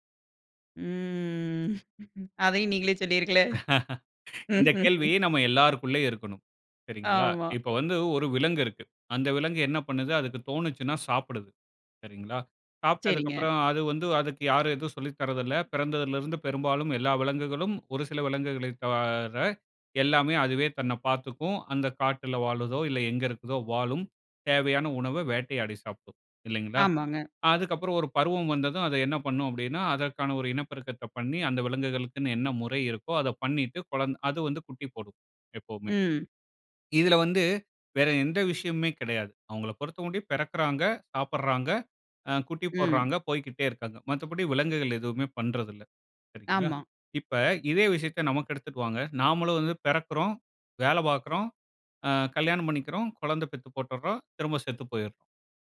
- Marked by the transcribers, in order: drawn out: "ம்"; laughing while speaking: "அதையும் நீங்களே சொல்லியிருங்களே"; laugh; laughing while speaking: "ஆமா"; "தவிர" said as "தார"; "பொருத்தமட்டிலும்" said as "பொறுத்தமட்டியும்"
- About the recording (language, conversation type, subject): Tamil, podcast, வேலைக்கும் வாழ்க்கைக்கும் ஒரே அர்த்தம்தான் உள்ளது என்று நீங்கள் நினைக்கிறீர்களா?